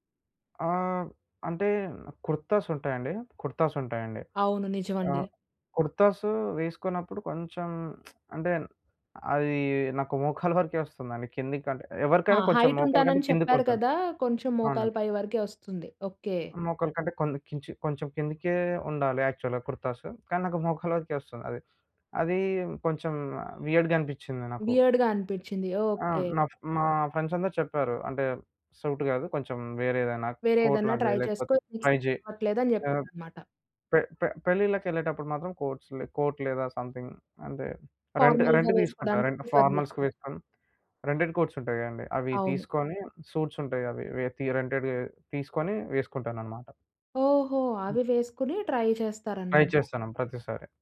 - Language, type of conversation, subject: Telugu, podcast, ఒక కొత్త స్టైల్‌ని ప్రయత్నించడానికి భయం ఉంటే, దాన్ని మీరు ఎలా అధిగమిస్తారు?
- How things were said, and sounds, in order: lip smack; in English: "హైట్"; in English: "యాక్చువల్‌గా"; sniff; horn; in English: "వియర్డ్‌గా"; in English: "వియర్డ్‌గా"; in English: "ఫ్రెండ్స్"; in English: "సూట్"; in English: "కోట్"; in English: "ట్రై"; in English: "ట్రై"; in English: "సెట్"; in English: "కోట్స్"; in English: "కోట్"; in English: "సమ్‌థింగ్"; in English: "రెంట్ రెంట్"; in English: "ఫార్మల్‌గా"; in English: "ఫార్మల్స్"; in English: "ప్రిఫర్"; in English: "రెంటెడ్ కోట్స్"; in English: "సూట్స్"; in English: "రెంటెడ్"; in English: "ట్రై"; in English: "ట్రై"; other background noise